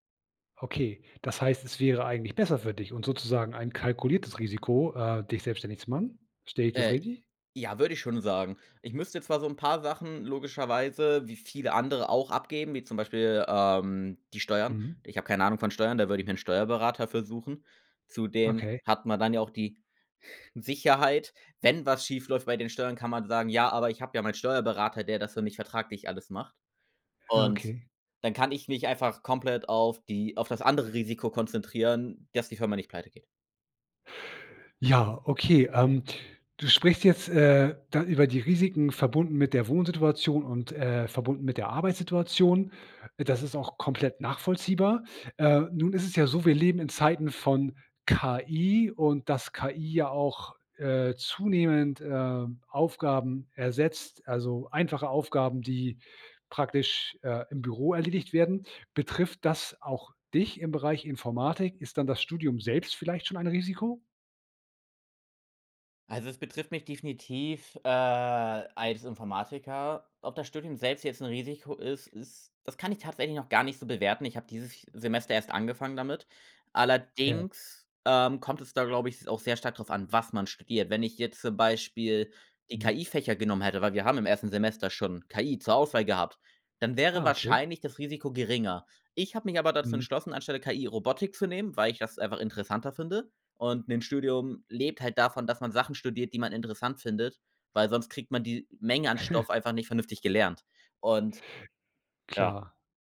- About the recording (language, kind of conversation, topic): German, podcast, Wann gehst du lieber ein Risiko ein, als auf Sicherheit zu setzen?
- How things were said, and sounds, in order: giggle